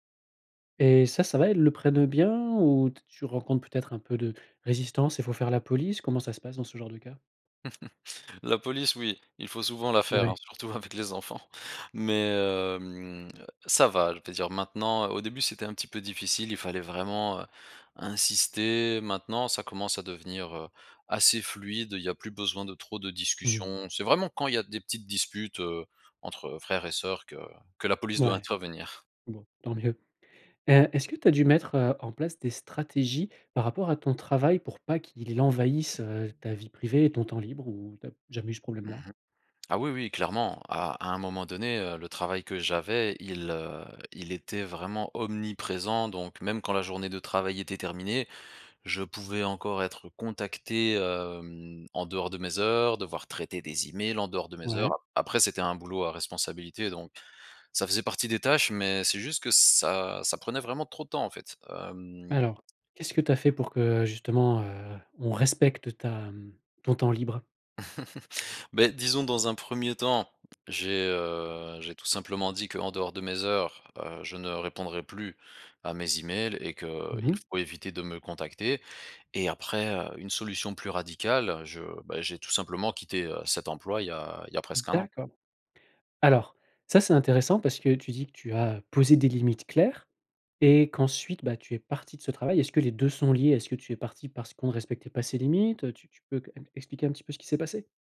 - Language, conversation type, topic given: French, podcast, Comment trouves-tu l’équilibre entre le travail et les loisirs ?
- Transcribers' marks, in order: chuckle; drawn out: "hem"; drawn out: "heu"; drawn out: "hem"; drawn out: "hem"; chuckle; drawn out: "heu"